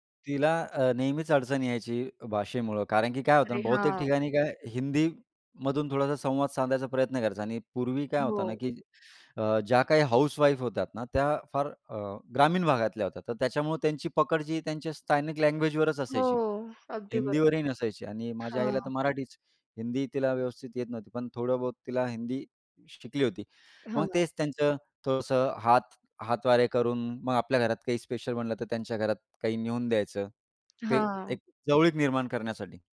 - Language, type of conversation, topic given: Marathi, podcast, बाबा-आजोबांच्या स्थलांतराच्या गोष्टी सांगशील का?
- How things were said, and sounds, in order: other noise; other background noise; tapping